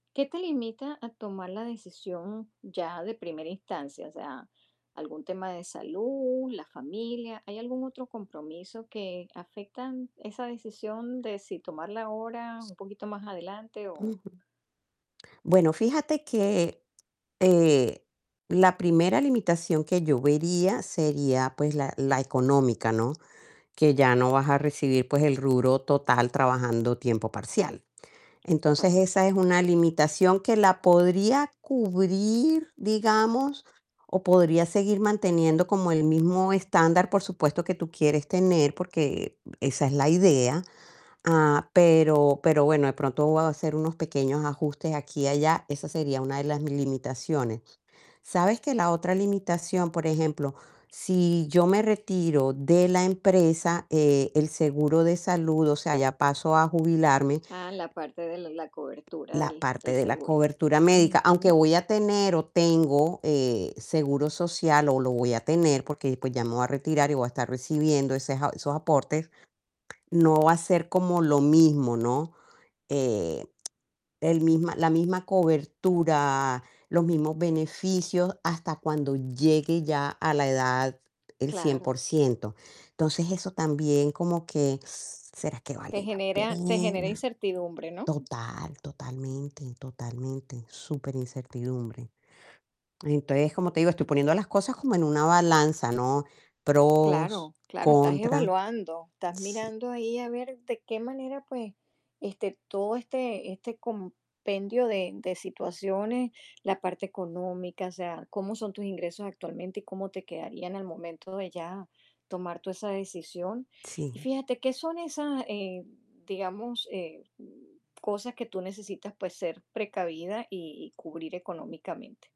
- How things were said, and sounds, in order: other background noise; static; tapping; tongue click; distorted speech; other noise
- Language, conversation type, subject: Spanish, advice, ¿Estás pensando en jubilarte o en hacer un cambio de carrera a tiempo parcial?